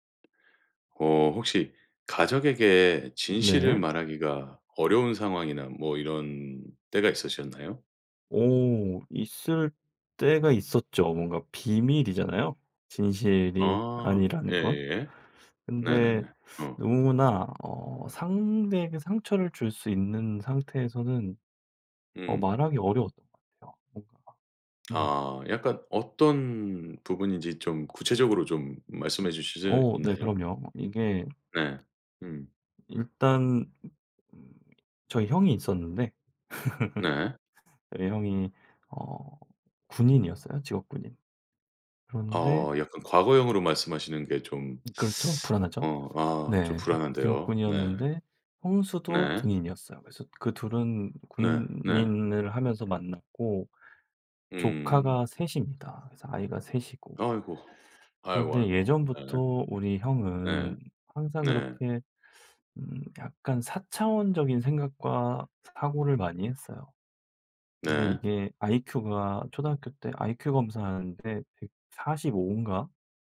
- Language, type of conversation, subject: Korean, podcast, 가족에게 진실을 말하기는 왜 어려울까요?
- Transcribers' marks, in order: tapping; other background noise; laugh